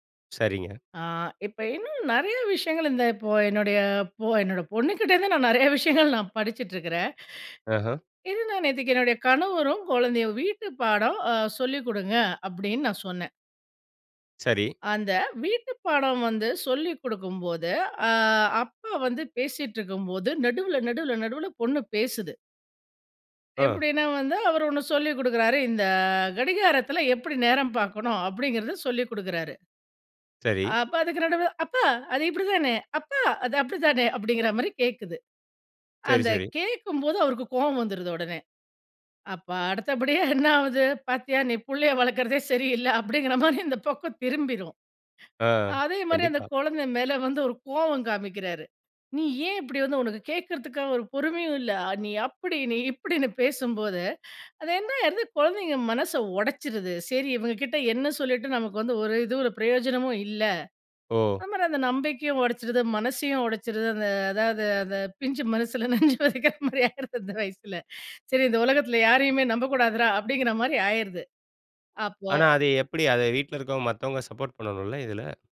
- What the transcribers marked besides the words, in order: put-on voice: "அப்பா அது இப்டி தானே? அப்பா அது அப்டிதானே?"; laughing while speaking: "அடுத்தபடியா என்ன ஆகுது? பாத்தியா நீ … இந்த பக்கம் திரும்பிரும்"; laughing while speaking: "பிஞ்சு மனசுல நஞ்ச வதைக்கிற மாரி … உலகத்துல யாரையுமே நம்பக்கூடாதுரா"
- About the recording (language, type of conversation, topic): Tamil, podcast, குழந்தைகளிடம் நம்பிக்கை நீங்காமல் இருக்க எப்படி கற்றுக்கொடுப்பது?